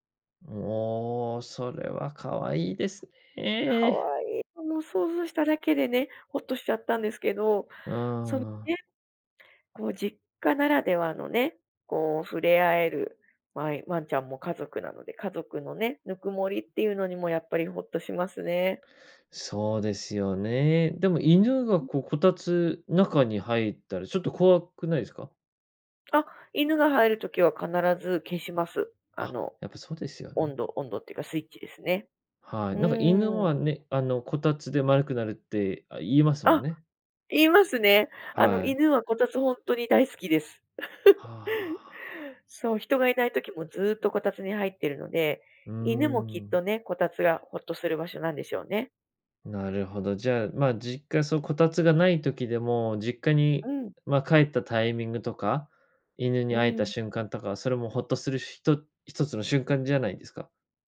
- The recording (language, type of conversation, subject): Japanese, podcast, 夜、家でほっとする瞬間はいつですか？
- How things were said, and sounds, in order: unintelligible speech; laugh